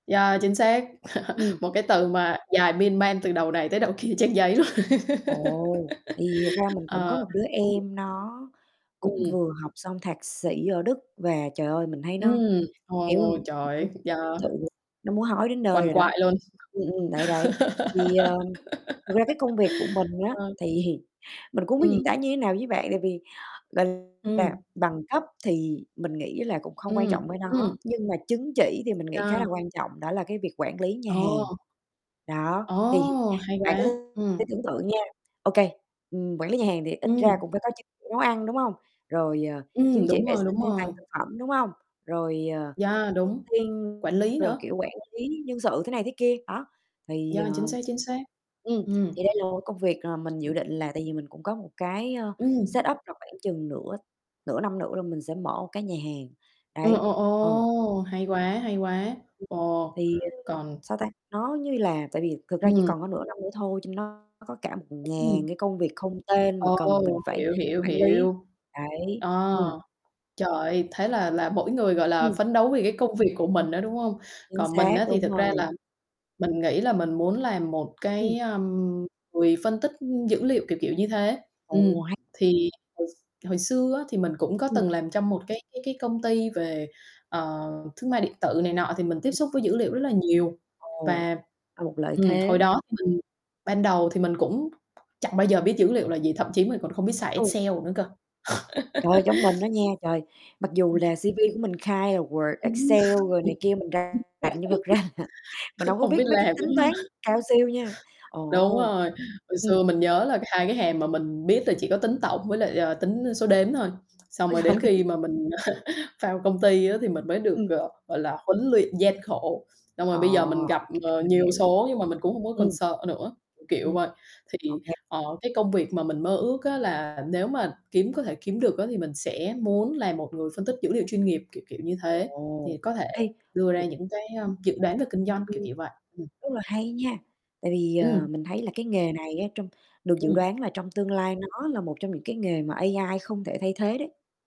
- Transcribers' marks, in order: laugh; laughing while speaking: "kia"; laughing while speaking: "luôn"; laugh; other background noise; distorted speech; unintelligible speech; tapping; laughing while speaking: "thì"; laugh; laughing while speaking: "thì"; static; in English: "setup"; laugh; in English: "C-V"; laugh; laughing while speaking: "ra là"; chuckle; laughing while speaking: "trời"; laugh; chuckle; unintelligible speech
- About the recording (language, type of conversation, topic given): Vietnamese, unstructured, Công việc trong mơ của bạn là gì?